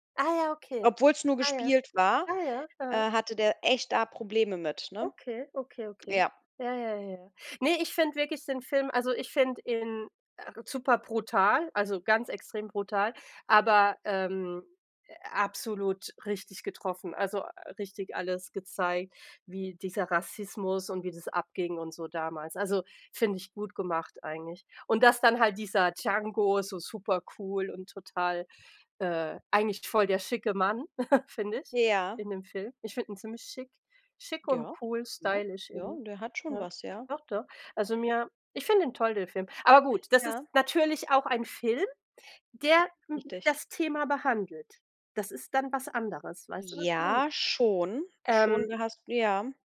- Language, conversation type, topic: German, unstructured, Findest du, dass Filme heutzutage zu politisch korrekt sind?
- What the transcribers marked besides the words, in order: other background noise; chuckle